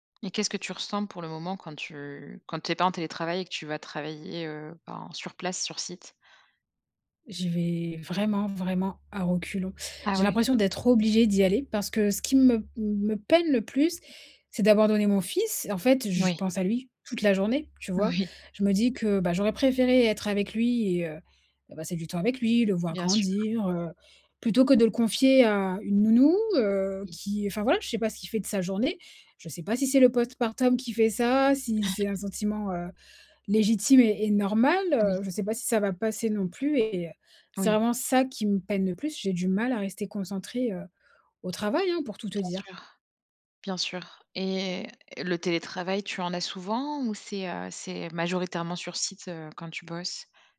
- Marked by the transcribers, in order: other background noise; laughing while speaking: "Oui"; chuckle
- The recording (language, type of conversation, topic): French, advice, Comment s’est passé votre retour au travail après un congé maladie ou parental, et ressentez-vous un sentiment d’inadéquation ?